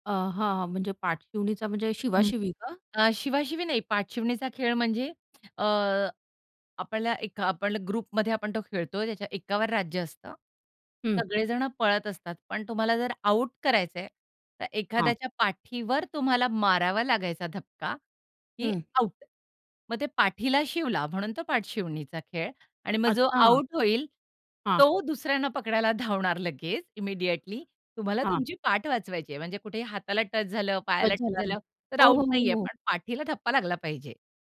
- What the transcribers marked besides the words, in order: unintelligible speech; other background noise; in English: "ग्रुपमध्ये"; tapping; in English: "इमिडिएटली"
- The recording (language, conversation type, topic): Marathi, podcast, तुम्हाला सर्वात आवडणारा सांस्कृतिक खेळ कोणता आहे आणि तो आवडण्यामागे कारण काय आहे?